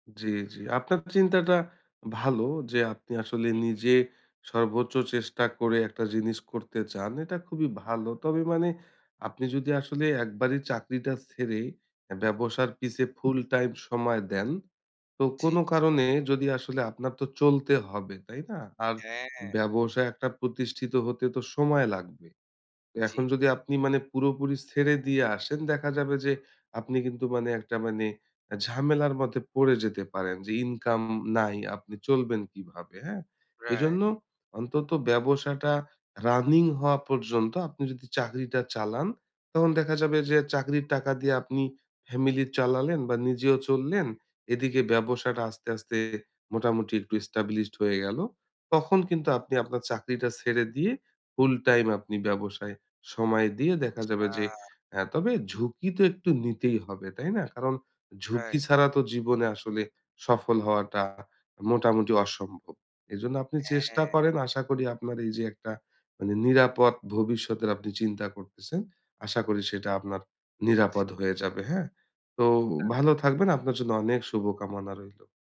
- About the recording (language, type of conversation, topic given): Bengali, advice, নিরাপদ চাকরি নাকি অর্থপূর্ণ ঝুঁকি—দ্বিধায় আছি
- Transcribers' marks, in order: in English: "full-time"; in English: "Right"; in English: "running"; in English: "established"; in English: "full-time"; in English: "Right"; sneeze